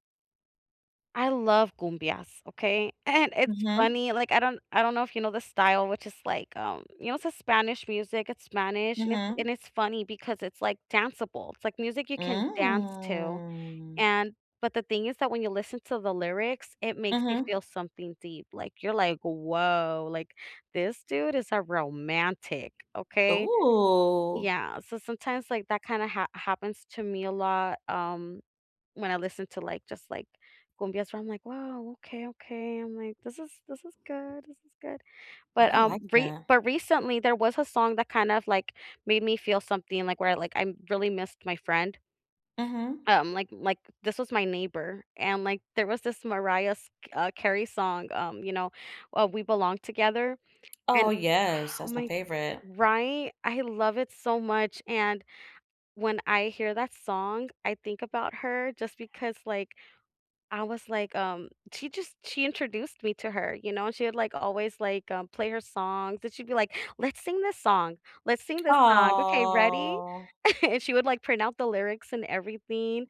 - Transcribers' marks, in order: in Spanish: "cumbias"; drawn out: "Mm"; drawn out: "Ooh"; in Spanish: "cumbias"; put-on voice: "Whoa. Okay, okay"; put-on voice: "This is this is good. This is good"; exhale; drawn out: "Aw"; chuckle
- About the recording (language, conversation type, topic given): English, unstructured, What’s a story or song that made you feel something deeply?
- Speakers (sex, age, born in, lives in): female, 35-39, United States, United States; female, 35-39, United States, United States